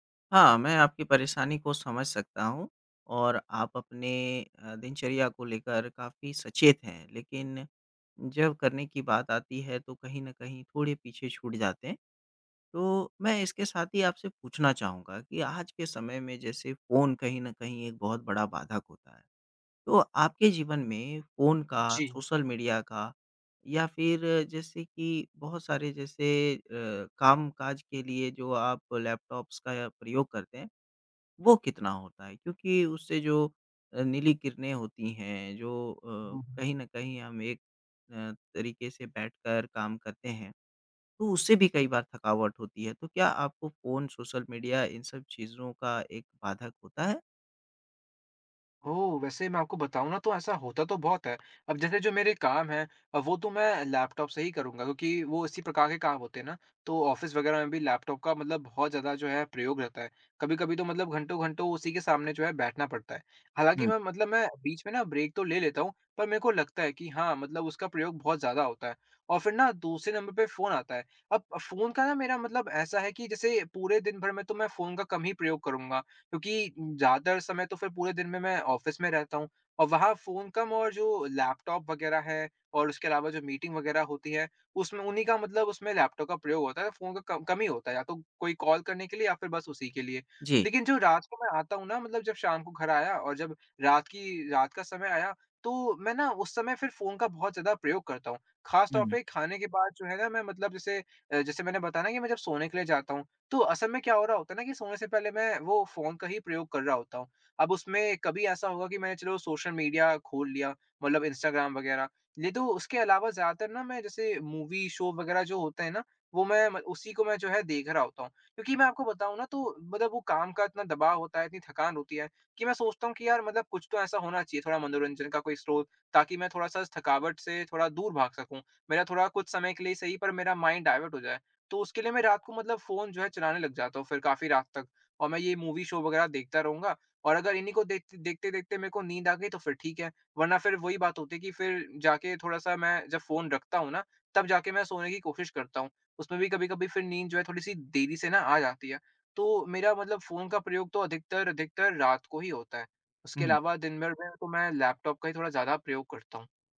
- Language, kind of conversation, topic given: Hindi, advice, दिन में बार-बार सुस्ती आने और झपकी लेने के बाद भी ताजगी क्यों नहीं मिलती?
- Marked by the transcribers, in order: in English: "लैपटॉप्स"; tapping; in English: "ऑफ़िस"; in English: "ब्रेक"; in English: "ऑफ़िस"; in English: "कॉल"; in English: "मूवी शो"; in English: "माइंड डायवर्ट"; in English: "मूवी शो"